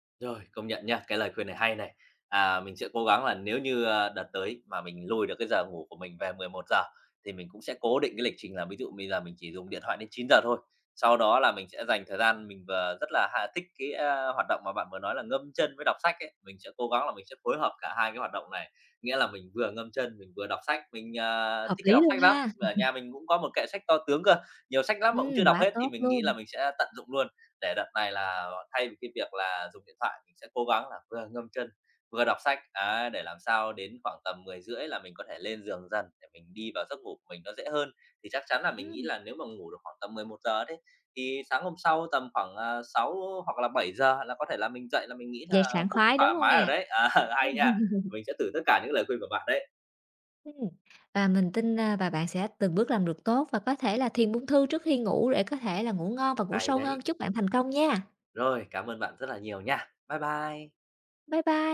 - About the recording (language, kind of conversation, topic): Vietnamese, advice, Làm sao để thay đổi thói quen khi tôi liên tục thất bại?
- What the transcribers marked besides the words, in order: other background noise; tapping; chuckle; laughing while speaking: "Ờ"; laugh